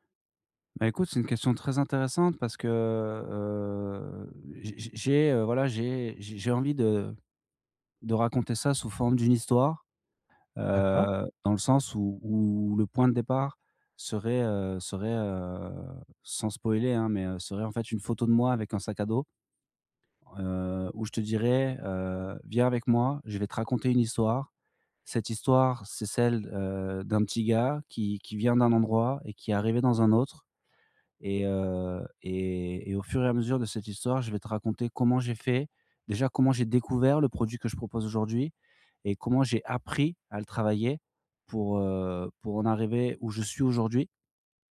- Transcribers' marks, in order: drawn out: "heu"; drawn out: "heu"; other background noise; stressed: "appris"
- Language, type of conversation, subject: French, advice, Comment puis-je réduire mes attentes pour avancer dans mes projets créatifs ?